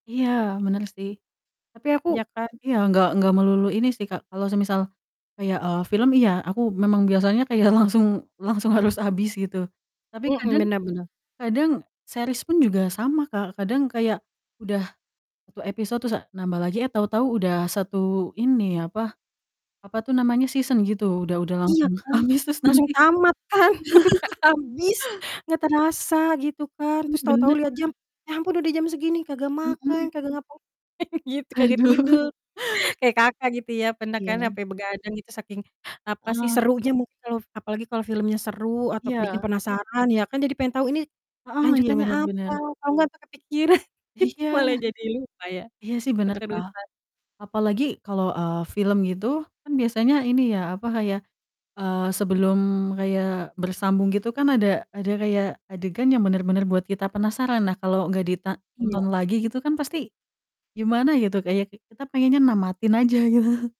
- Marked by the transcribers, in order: laughing while speaking: "langsung langsung harus habis, gitu"; in English: "series"; in English: "season"; other background noise; laughing while speaking: "habis terus nanti"; laughing while speaking: "Nggak habis"; laugh; distorted speech; laugh; laughing while speaking: "Aduh"; laughing while speaking: "kepikiran, gitu"; laughing while speaking: "gitu"
- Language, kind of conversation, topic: Indonesian, unstructured, Aktivitas apa yang membuatmu lupa waktu saat melakukannya?